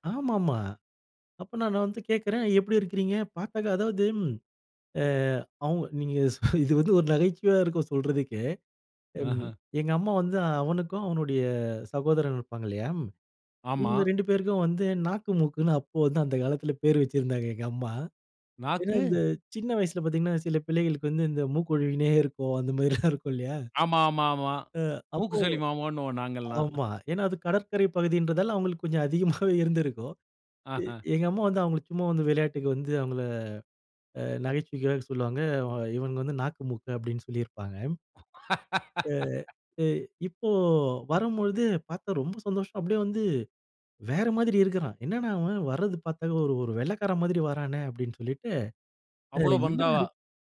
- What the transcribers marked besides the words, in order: laughing while speaking: "இது வந்து ஒரு நகைச்சுவையா இருக்கும் சொல்றதுக்கே!"; chuckle; laughing while speaking: "அதிகமாவே இருந்திருக்கும்"; laugh; "வரும்பொழுது" said as "வரம்பொழுது"; joyful: "பார்த்தா ரொம்ப சந்தோஷம்"; surprised: "என்னடா! அவன் வர்றது பார்த்தாவே ஒரு, ஒரு வெள்ளைக்காரன் மாதிரி வரானே!"; unintelligible speech
- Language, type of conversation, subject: Tamil, podcast, பால்யகாலத்தில் நடந்த மறக்கமுடியாத ஒரு நட்பு நிகழ்வைச் சொல்ல முடியுமா?